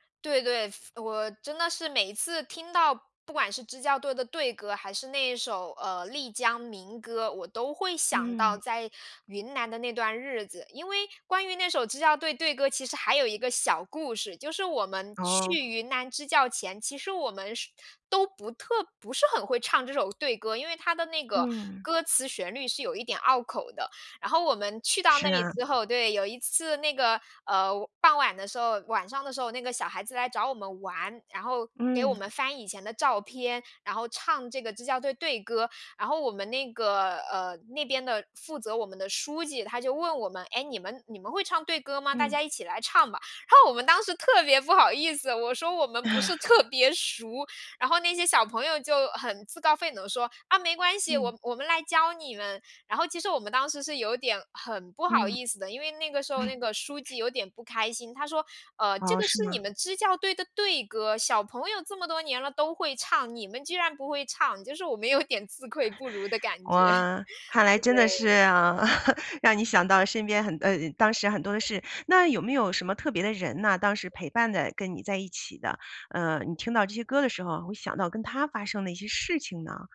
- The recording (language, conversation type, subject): Chinese, podcast, 有没有那么一首歌，一听就把你带回过去？
- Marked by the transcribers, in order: other background noise; laughing while speaking: "然后我们当时特别不好意思，我说我们不是特别熟"; laugh; laugh; laughing while speaking: "感觉"; laugh